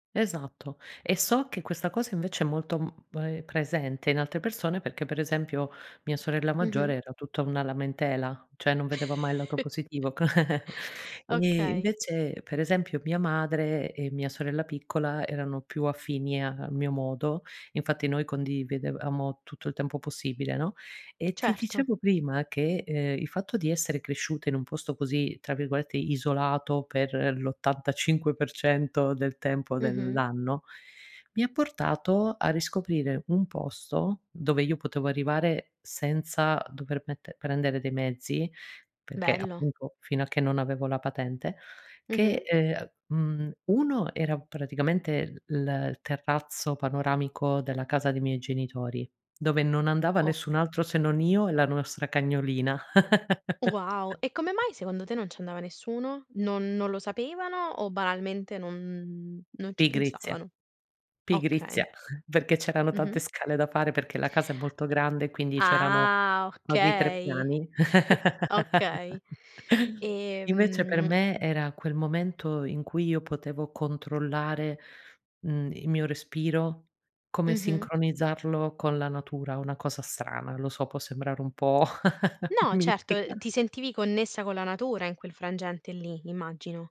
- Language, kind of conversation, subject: Italian, podcast, Quale luogo ti ha fatto riconnettere con la natura?
- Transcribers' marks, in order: chuckle; "cioè" said as "ceh"; chuckle; tapping; chuckle; chuckle; drawn out: "Ah"; chuckle; drawn out: "Ehm"; chuckle; laughing while speaking: "mistica"